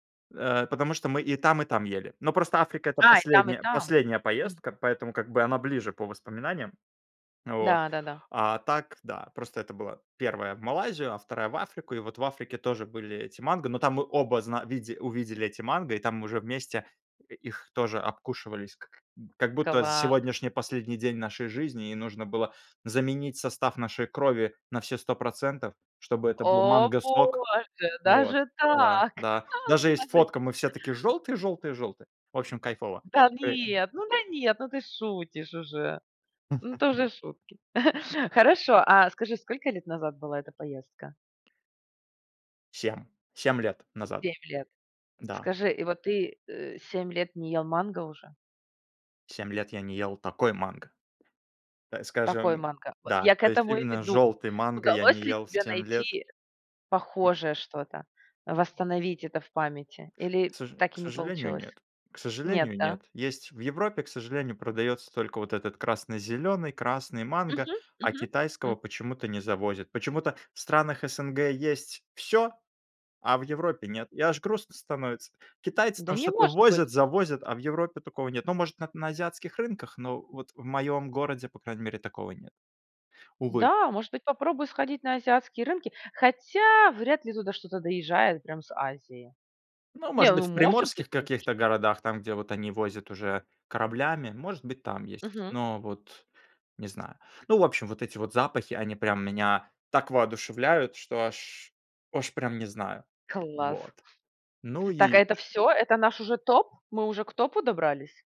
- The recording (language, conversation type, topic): Russian, podcast, Какой запах мгновенно поднимает тебе настроение?
- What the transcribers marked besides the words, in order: drawn out: "О боже, даже так!"; chuckle; other background noise; tapping